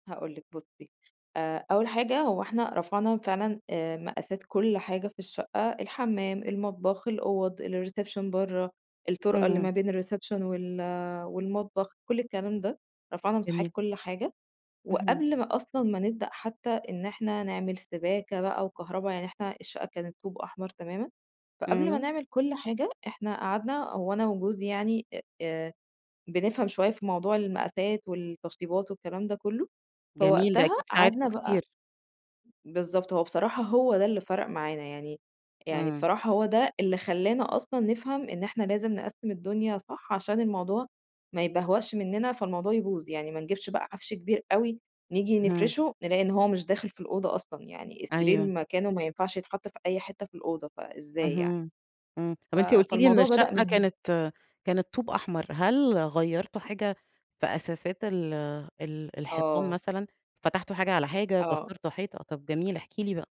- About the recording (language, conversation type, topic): Arabic, podcast, إزاي تنظم مساحة صغيرة بشكل عملي وفعّال؟
- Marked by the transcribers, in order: in English: "الreception"; in English: "الreception"